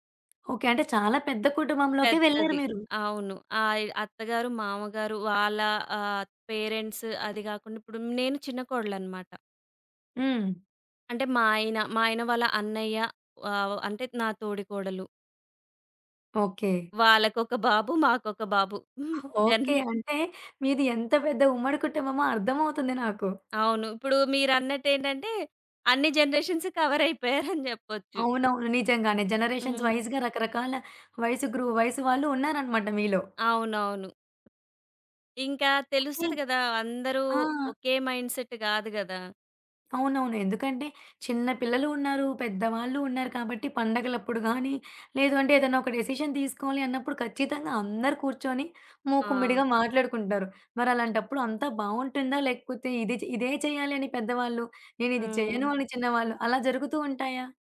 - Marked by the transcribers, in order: giggle; tapping; laughing while speaking: "జనరేషన్సు కవరయిపోయారని జెప్పొచ్చు"; in English: "జనరేషన్స్ వైస్‌గా"; other background noise; in English: "మైండ్‌సెట్"; in English: "డెసిషన్"
- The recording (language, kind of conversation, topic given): Telugu, podcast, విభిన్న వయస్సులవారి మధ్య మాటలు అపార్థం కావడానికి ప్రధాన కారణం ఏమిటి?